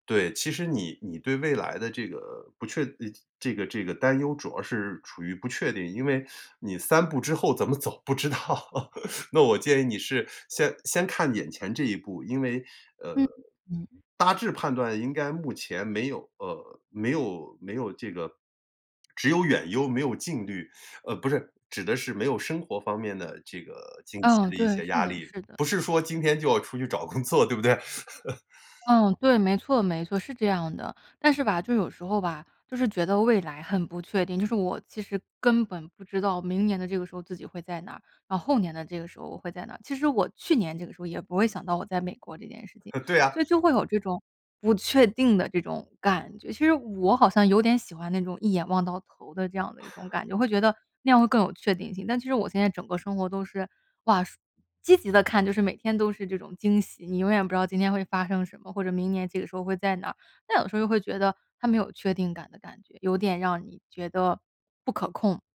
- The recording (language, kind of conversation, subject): Chinese, advice, 夜里失眠时，我总会忍不住担心未来，怎么才能让自己平静下来不再胡思乱想？
- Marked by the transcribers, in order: teeth sucking; laughing while speaking: "不知道"; laugh; laughing while speaking: "找工作，对不对？"; laugh; other background noise